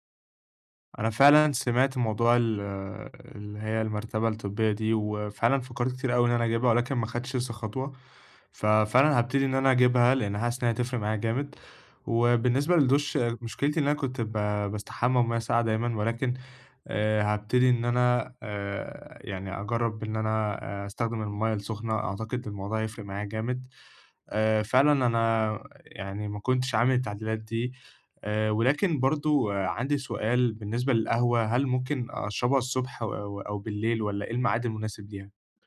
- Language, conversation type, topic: Arabic, advice, إزاي بتصحى بدري غصب عنك ومابتعرفش تنام تاني؟
- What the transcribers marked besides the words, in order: none